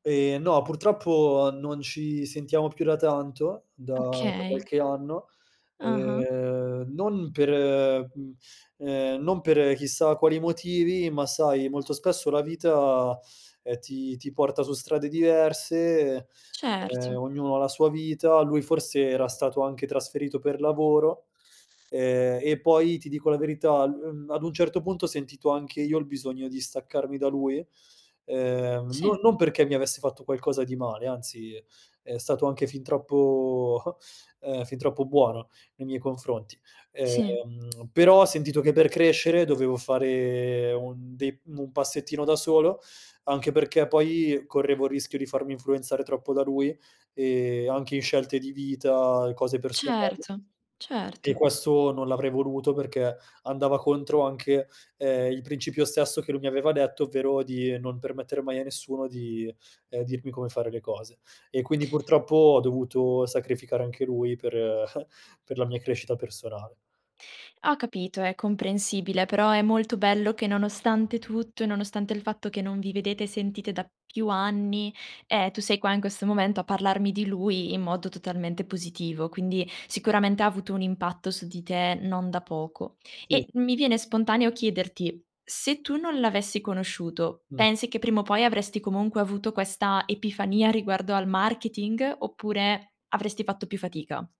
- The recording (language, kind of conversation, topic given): Italian, podcast, Quale mentore ha avuto il maggiore impatto sulla tua carriera?
- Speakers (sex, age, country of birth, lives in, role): female, 20-24, Italy, Italy, host; male, 30-34, Italy, Italy, guest
- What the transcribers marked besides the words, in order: chuckle; tsk; chuckle